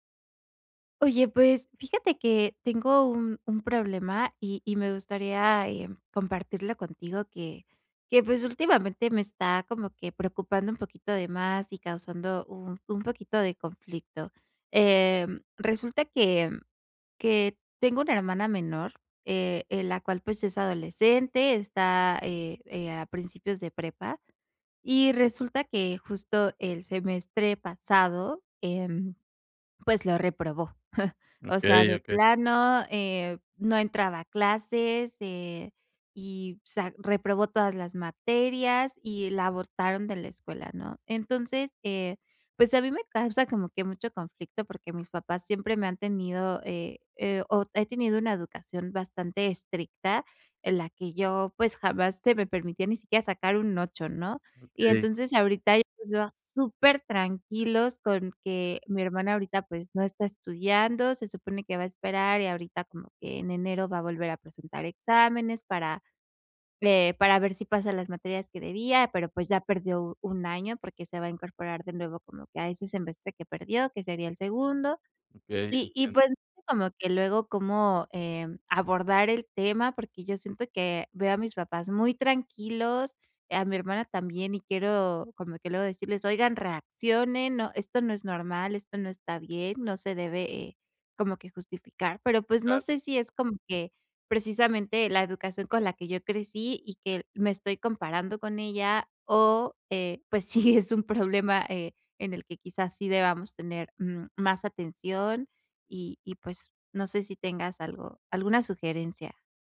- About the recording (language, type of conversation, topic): Spanish, advice, ¿Cómo podemos hablar en familia sobre decisiones para el cuidado de alguien?
- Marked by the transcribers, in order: other noise